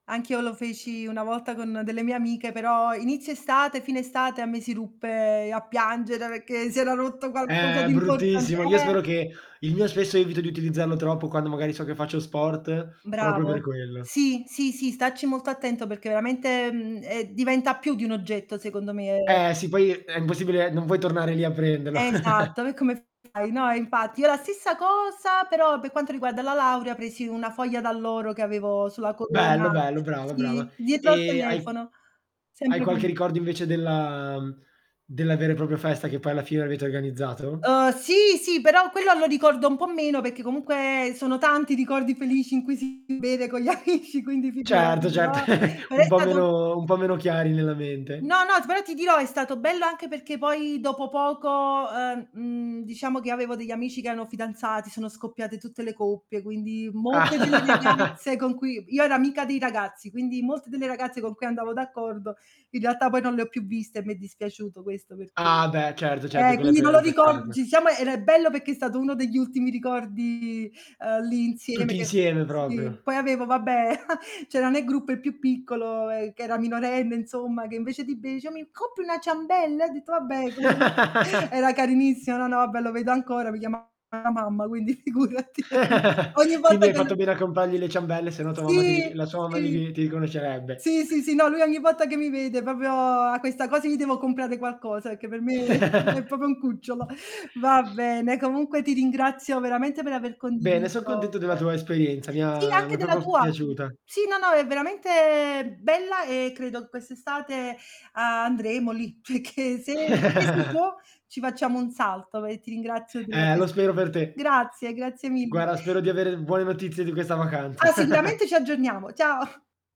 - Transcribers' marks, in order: other background noise; distorted speech; "proprio" said as "propio"; "veramente" said as "veamente"; tapping; chuckle; "per" said as "pe"; "propria" said as "propia"; "perché" said as "pecchè"; laughing while speaking: "amici"; chuckle; laugh; "perché" said as "pecché"; chuckle; "insomma" said as "inzomma"; laugh; "dice" said as "ice"; put-on voice: "Mi coppi una ciambella?"; chuckle; laugh; "vabbè" said as "abbè"; laughing while speaking: "figurati"; unintelligible speech; "proprio" said as "popio"; giggle; "perché" said as "pecchè"; "proprio" said as "popio"; "proprio" said as "propo"; tsk; laughing while speaking: "pecchè"; "perché" said as "pecchè"; giggle; "Guarda" said as "guara"; chuckle
- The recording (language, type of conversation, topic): Italian, unstructured, Qual è un ricordo felice che ti fa sorridere ancora oggi?